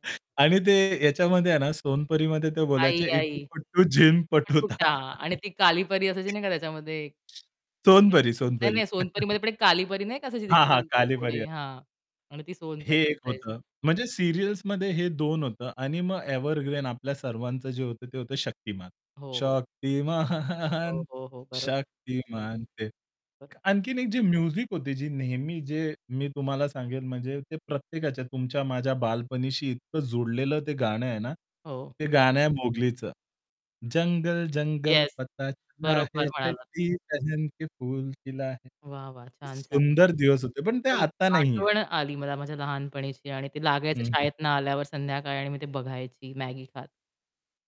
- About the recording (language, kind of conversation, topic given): Marathi, podcast, तुमच्या पॉप संस्कृतीतली सर्वात ठळक आठवण कोणती आहे?
- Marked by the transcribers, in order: static; chuckle; distorted speech; laughing while speaking: "जिनपटुता"; unintelligible speech; chuckle; other background noise; chuckle; unintelligible speech; singing: "शक्तिमान शक्तिमान"; chuckle; in English: "म्युझिक"; singing: "जंगल, जंगल. पता चला है चड्डी पेहेन के फूल खिला है"; in Hindi: "जंगल, जंगल. पता चला है चड्डी पेहेन के फूल खिला है"